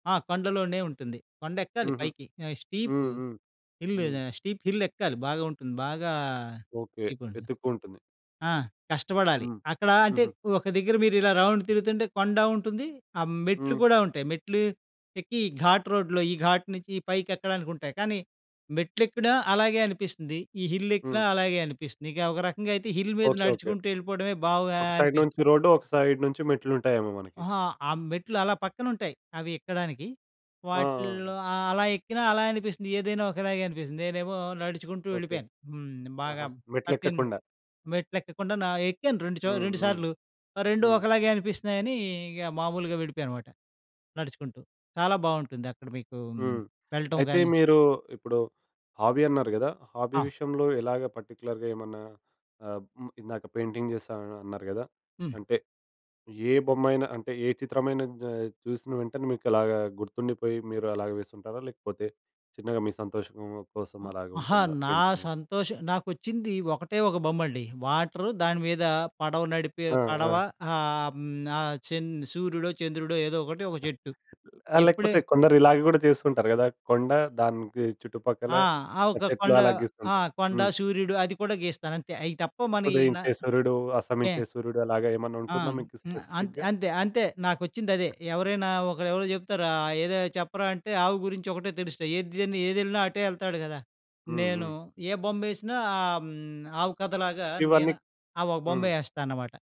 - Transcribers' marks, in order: other background noise; in English: "స్టీప్"; in English: "రౌండ్"; in English: "ఘాట్ రోడ్‌లో"; in English: "ఘాట్"; in English: "హిల్"; in English: "సైడ్"; in English: "సైడ్"; in English: "హాబీ"; in English: "హాబీ"; in English: "పర్టిక్యులర్‌గా"; in English: "పెయింటింగ్?"; tapping; other noise; in English: "స్పెసిఫిక్‌గా?"
- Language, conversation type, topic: Telugu, podcast, హాబీ వల్ల నీ జీవితం ఎలా మారింది?